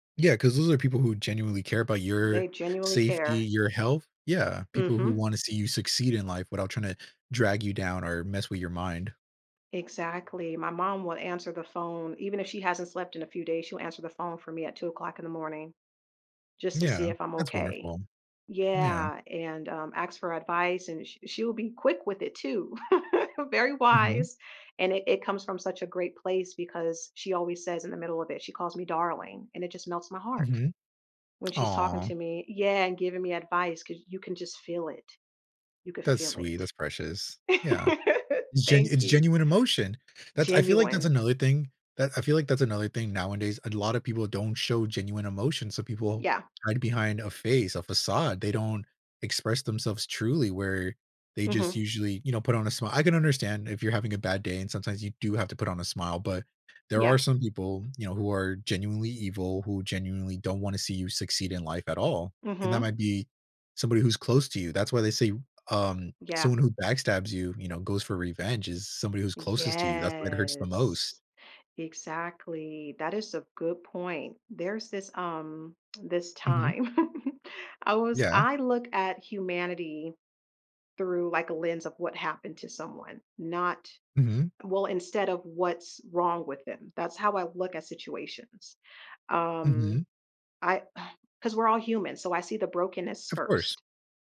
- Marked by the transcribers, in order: laugh; laugh; tapping; drawn out: "Yes"; chuckle
- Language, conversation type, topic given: English, unstructured, How do I decide which advice to follow when my friends disagree?